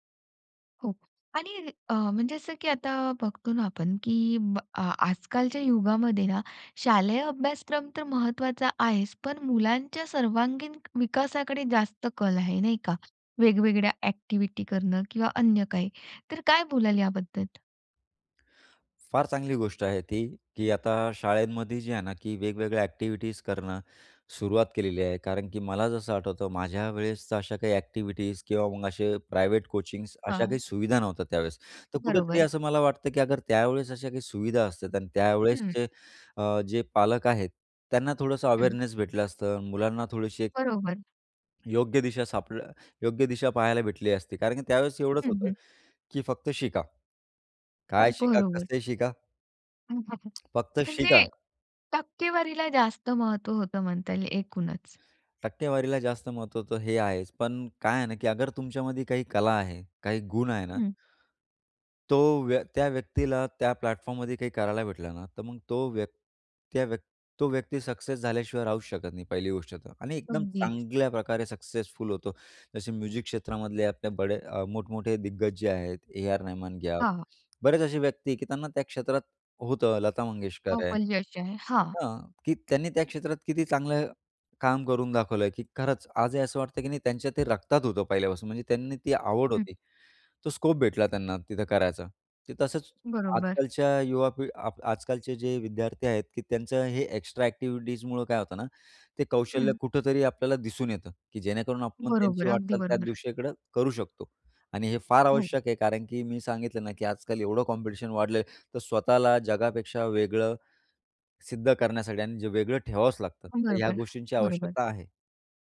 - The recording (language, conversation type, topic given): Marathi, podcast, शाळेबाहेर कोणत्या गोष्टी शिकायला हव्यात असे तुम्हाला वाटते, आणि का?
- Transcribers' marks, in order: in English: "एक्टिविटी"; in English: "एक्टिविटीज"; in English: "एक्टिविटीज"; in English: "प्रायवेट कोचिंग्स"; in Hindi: "अगर"; in English: "अवेअरनेस"; chuckle; in Hindi: "अगर"; in English: "प्लॅटफॉर्ममध्ये"; in English: "सक्सेस"; in English: "सक्सेसफुल"; in Hindi: "बडे"; in English: "स्कोप"; in English: "एक्स्ट्रा एक्टिव्हिटीजमुळं"; in English: "कॉम्पिटिशन"